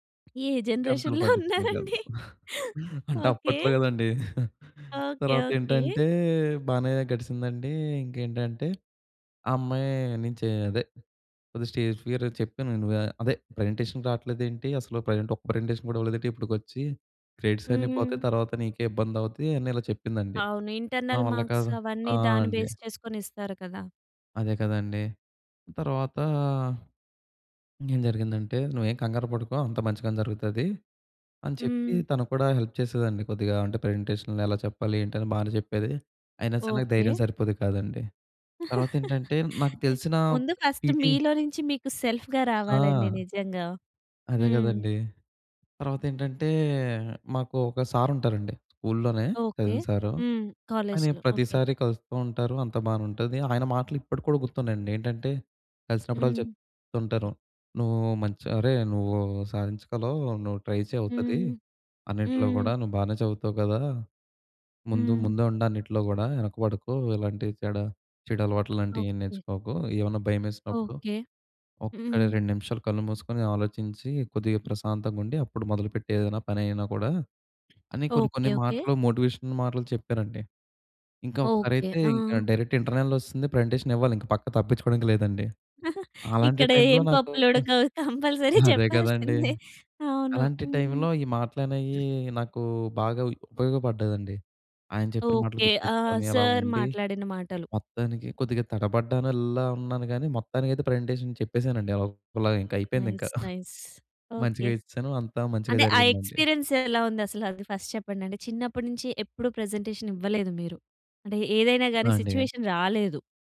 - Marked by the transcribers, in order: laughing while speaking: "జనరేషన్‌లో ఉన్నారండి? ఓకె"; in English: "జనరేషన్‌లో"; laughing while speaking: "అంటే అప్పట్లో కదండి"; tapping; in English: "స్టేజ్ ఫియర్"; in English: "ప్రెజెంటేషన్‌కి"; in English: "ప్రెజెంట్"; in English: "ప్రెజెంటేషన్"; in English: "క్రెడిట్స్"; in English: "ఇంటర్నల్ మార్క్స్"; other background noise; in English: "బేస్"; in English: "హెల్ప్"; in English: "ప్రజెంటేషన్‌లో"; laugh; in English: "ఫస్ట్"; in English: "సెల్ఫ్‌గా"; in English: "కాలేజ్‌లో"; in English: "ట్రై"; in English: "మోటివేషనల్"; in English: "డైరెక్ట్ ఇంటర్నల్"; in English: "ప్రజెంటేషన్"; laughing while speaking: "ఇక్కడ ఏం పప్పులు ఉడకవు కంపల్సరీ చెప్పాల్సిందే. అవును. హ్మ్"; in English: "కంపల్సరీ"; in English: "టైమ్‌లో"; in English: "టైమ్‌లో"; throat clearing; in English: "ప్రజెంటేషన్"; in English: "నైస్ నైస్"; chuckle; in English: "ఎక్స్‌పీరియన్స్"; in English: "ఫస్ట్"; in English: "ప్రజెంటేషన్"; in English: "స్విచ్యువేషన్"
- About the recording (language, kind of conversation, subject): Telugu, podcast, పేదరికం లేదా ఇబ్బందిలో ఉన్నప్పుడు అనుకోని సహాయాన్ని మీరు ఎప్పుడైనా స్వీకరించారా?